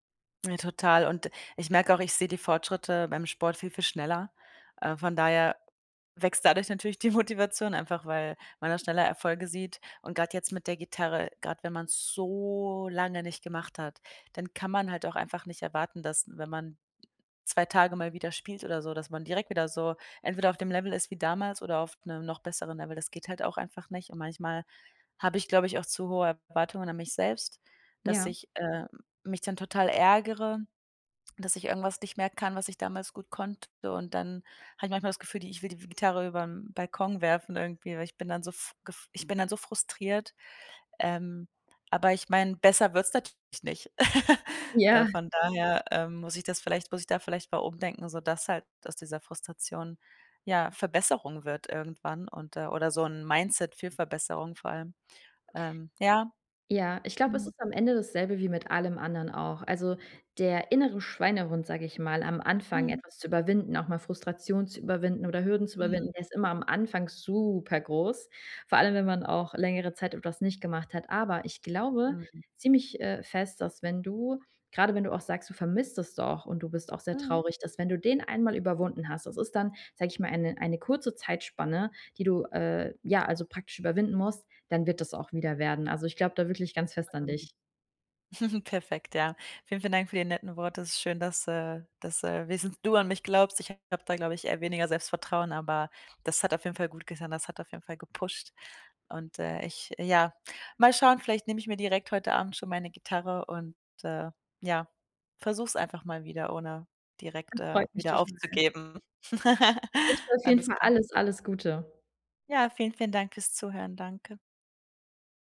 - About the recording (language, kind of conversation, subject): German, advice, Wie kann ich mein Pflichtgefühl in echte innere Begeisterung verwandeln?
- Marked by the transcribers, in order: laughing while speaking: "die Motivation"; other background noise; drawn out: "so"; laughing while speaking: "Ja"; chuckle; in English: "Mindset"; stressed: "supergroß"; chuckle; in English: "gepusht"; chuckle; tapping